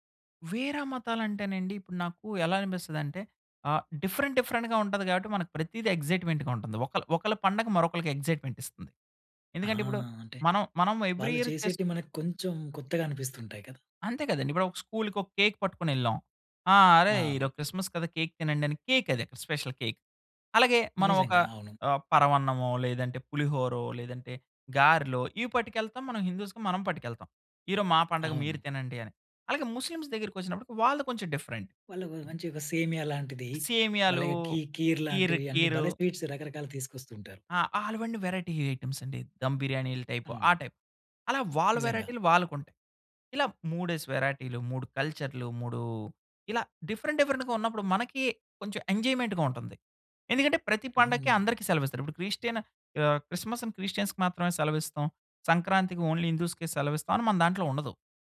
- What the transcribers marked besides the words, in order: in English: "డిఫరెంట్, డిఫరెంట్‌గా"; in English: "ఎక్సైట్మెంట్‌గా"; in English: "ఏవ్రీ ఇయర్"; in English: "స్కూల్‌కి"; in English: "కేక్"; in English: "కేక్"; in English: "కేక్"; in English: "స్పెషల్ కేక్"; in English: "డిఫరెంట్"; in English: "స్వీట్స్"; in English: "వెరైటీ ఐటెమ్స్"; in English: "టైపు"; in English: "టైప్"; in English: "డిఫరెంట్, డిఫరెంట్‌గా"; in English: "ఎంజాయిమెంట్‌గా"; in English: "ఓన్లీ"
- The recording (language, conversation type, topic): Telugu, podcast, పండుగల సమయంలో ఇంటి ఏర్పాట్లు మీరు ఎలా ప్రణాళిక చేసుకుంటారు?